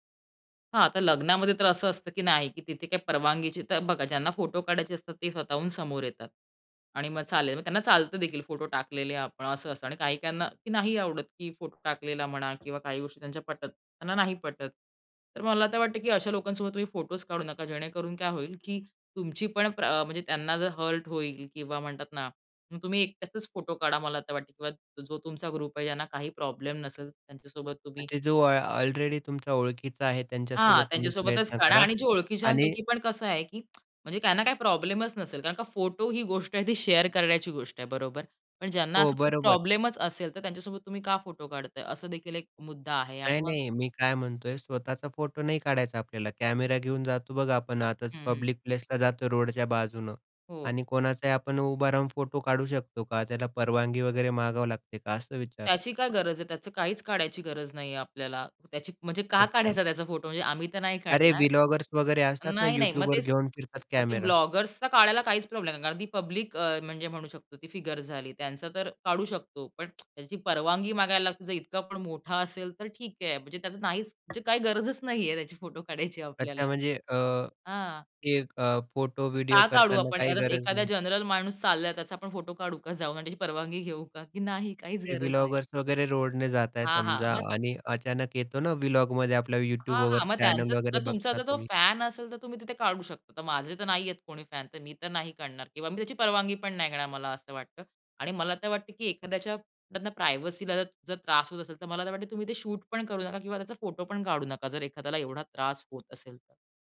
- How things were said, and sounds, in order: tapping; other background noise; in English: "हर्ट"; in English: "ग्रुप"; "ऑलरेडी" said as "अलरेडी"; lip smack; in English: "शेअर"; in English: "पब्लिक प्लेसला"; in English: "व्ही-व्लॉगर्स"; tsk; in English: "ब्लॉगर्सचा"; in English: "पब्लिक"; in English: "फिगर"; door; laughing while speaking: "गरजच नाही आहे त्याचे फोटो काढायची आपल्याला"; unintelligible speech; in English: "जनरल"; laughing while speaking: "का? जाऊन"; in English: "व्ही-व्लॉगर्स"; in English: "व्ही-व्लॉगवाले"; in English: "चॅनेल"; in English: "प्रायव्हसीला"; in English: "शूट"
- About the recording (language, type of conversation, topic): Marathi, podcast, इतरांचे फोटो शेअर करण्यापूर्वी परवानगी कशी विचारता?